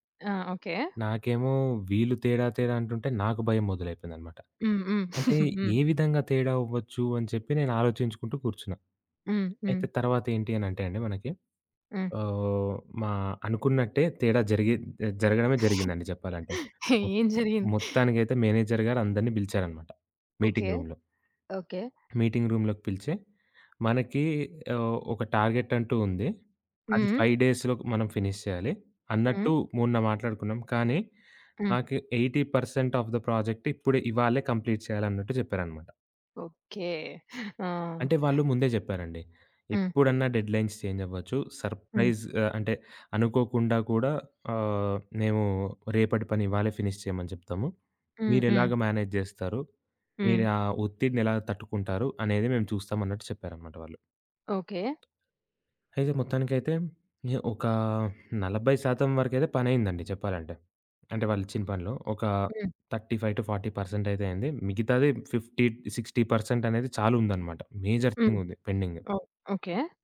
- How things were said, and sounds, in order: giggle; chuckle; in English: "మేనేజర్"; in English: "మీటింగ్ రూమ్‌లో"; in English: "మీటింగ్ రూమ్‌లోకి"; in English: "టార్గెట్"; in English: "ఫైవ్ డేస్‌లో"; in English: "ఫినిష్"; in English: "ఎయిటీ పర్సెంట్ ఆఫ్ ద ప్రాజెక్ట్"; in English: "కంప్లీట్"; other background noise; in English: "డెడ్‌లైన్స్"; in English: "సర్‌ప్రైజ్"; in English: "ఫినిష్"; in English: "మేనేజ్"; tapping; in English: "థర్టీ ఫైవ్ టూ ఫార్టీ"; in English: "ఫిఫ్టీ, సిక్స్టీ"; in English: "మేజర్ థింగ్"; in English: "పెండింగ్"
- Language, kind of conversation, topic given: Telugu, podcast, సోషియల్ జీవితం, ఇంటి బాధ్యతలు, పని మధ్య మీరు ఎలా సంతులనం చేస్తారు?